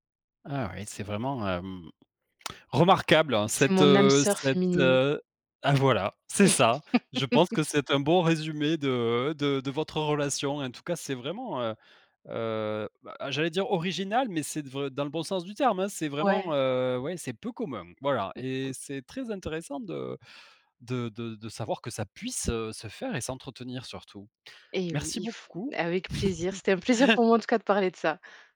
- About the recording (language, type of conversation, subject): French, podcast, Comment entretenir une amitié à distance ?
- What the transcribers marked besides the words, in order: laugh; chuckle; chuckle